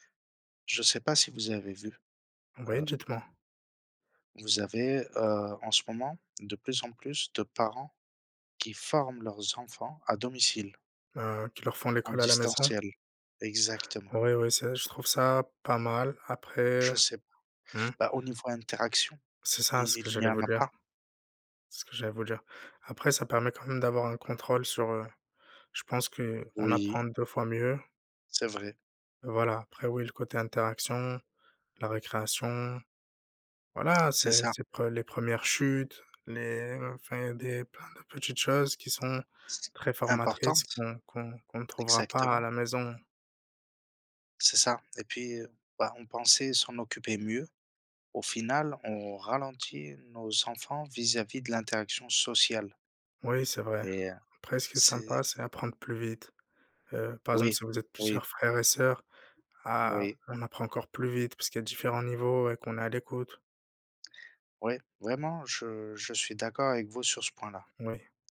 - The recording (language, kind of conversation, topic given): French, unstructured, Préféreriez-vous vivre dans une grande ville animée ou dans une petite ville tranquille ?
- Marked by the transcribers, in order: tapping; other background noise